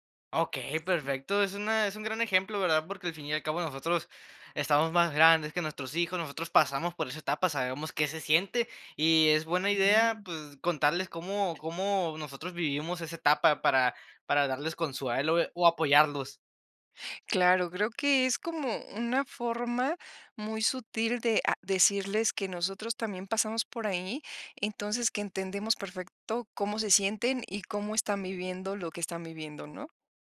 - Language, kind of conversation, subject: Spanish, podcast, ¿Qué tipo de historias te ayudan a conectar con la gente?
- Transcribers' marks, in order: other background noise